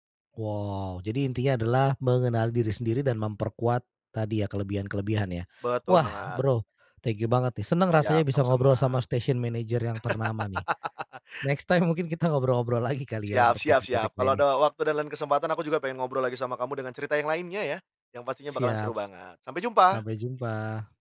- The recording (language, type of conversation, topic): Indonesian, podcast, Bagaimana kamu menemukan suara atau gaya kreatifmu sendiri?
- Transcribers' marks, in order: in English: "thank you"; in English: "station manager"; in English: "next time"; laughing while speaking: "mungkin kita ngobrol-ngobrol lagi"; laugh; other background noise